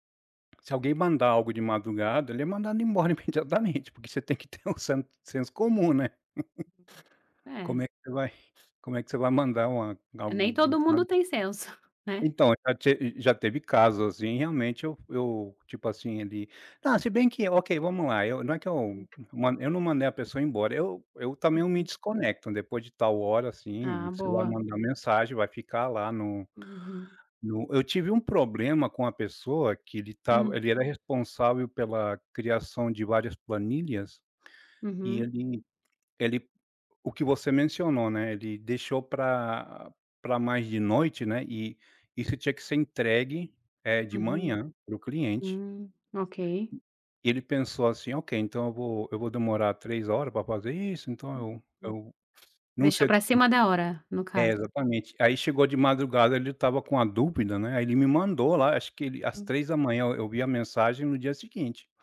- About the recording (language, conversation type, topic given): Portuguese, podcast, Você sente pressão para estar sempre disponível online e como lida com isso?
- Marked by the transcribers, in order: chuckle; laugh; unintelligible speech; tapping; "problema" said as "probrema"